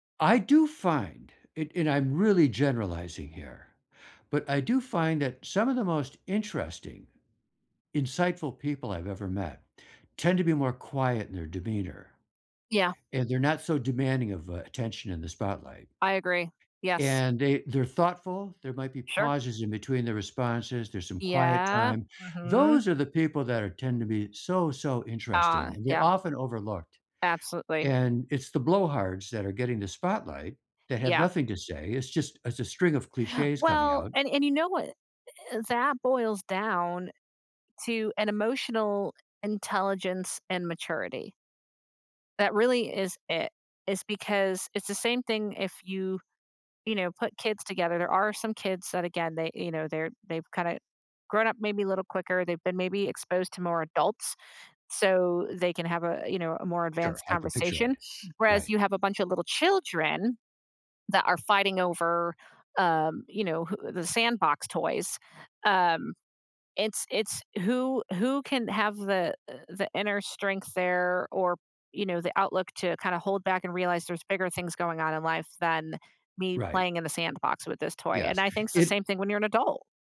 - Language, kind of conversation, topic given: English, unstructured, How can I cope when my beliefs are challenged?
- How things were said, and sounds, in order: other background noise; drawn out: "Yeah"; tapping